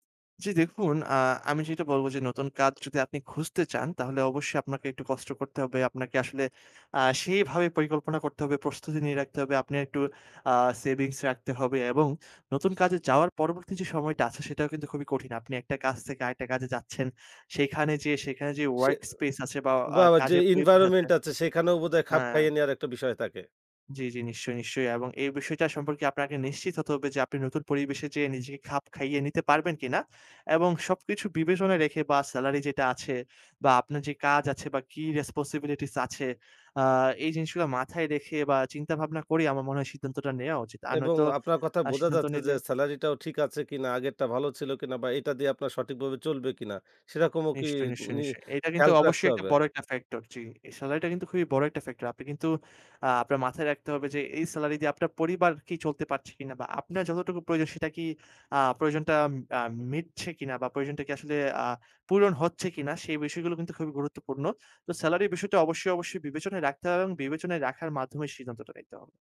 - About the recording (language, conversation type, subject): Bengali, podcast, কাজ বদলানোর সময় আপনার আর্থিক প্রস্তুতি কেমন থাকে?
- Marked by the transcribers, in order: tapping